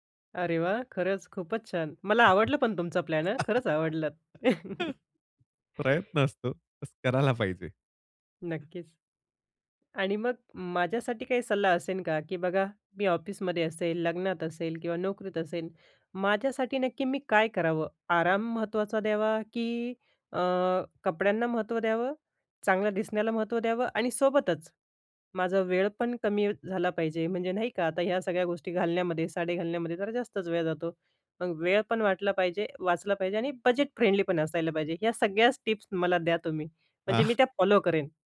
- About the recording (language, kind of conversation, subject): Marathi, podcast, आराम अधिक महत्त्वाचा की चांगलं दिसणं अधिक महत्त्वाचं, असं तुम्हाला काय वाटतं?
- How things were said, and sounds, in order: chuckle; chuckle; other background noise; in English: "फ्रेंडलीपण"; chuckle